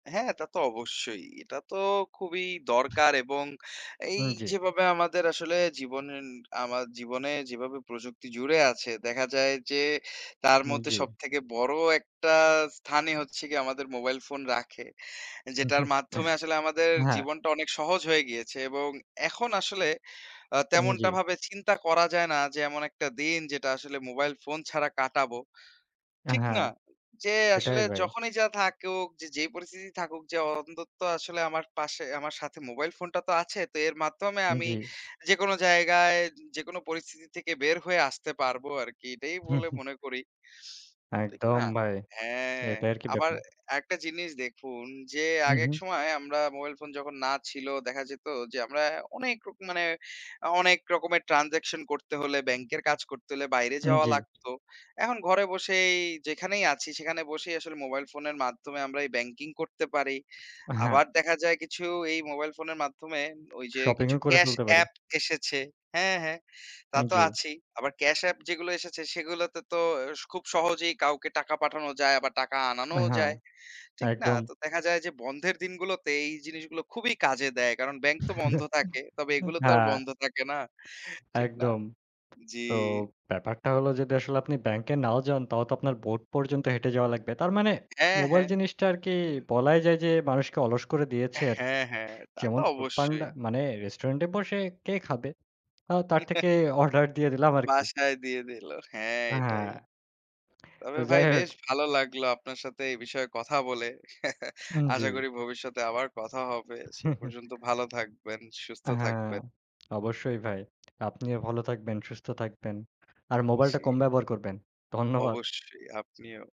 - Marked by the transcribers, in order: other background noise; "জীবনে এর" said as "জীবনেন"; chuckle; chuckle; chuckle; chuckle; chuckle; chuckle; lip smack
- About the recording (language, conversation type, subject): Bengali, unstructured, মোবাইল ফোন ছাড়া আপনার দিনটা কেমন কাটত?